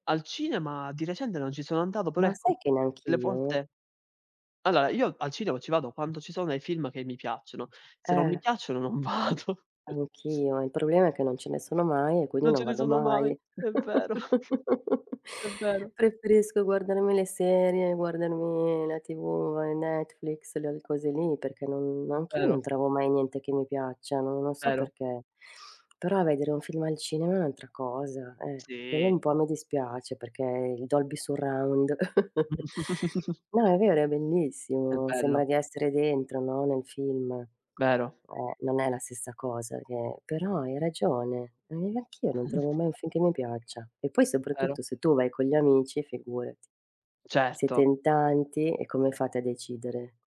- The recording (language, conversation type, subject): Italian, unstructured, Cosa ti piace fare nei fine settimana?
- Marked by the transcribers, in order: "recente" said as "recende"; laughing while speaking: "vado"; chuckle; sniff; chuckle; chuckle